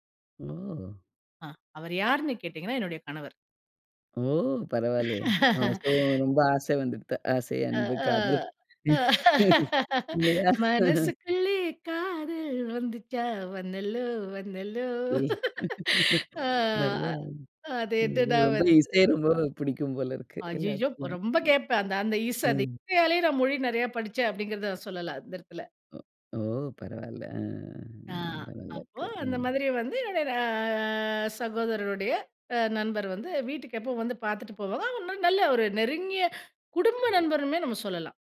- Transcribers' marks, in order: laugh; laugh; singing: "மனசுக்குள்ளே காதல் வந்துச்சா, வந்தல்லோ, வந்தல்லோ"; laughing while speaking: "இல்லையா?"; laugh; laughing while speaking: "ஆ அது எதுடா வந்து"; drawn out: "அ"
- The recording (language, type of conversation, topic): Tamil, podcast, வீட்டில் உங்களுக்கு மொழியும் மரபுகளும் எப்படிக் கற்பிக்கப்பட்டன?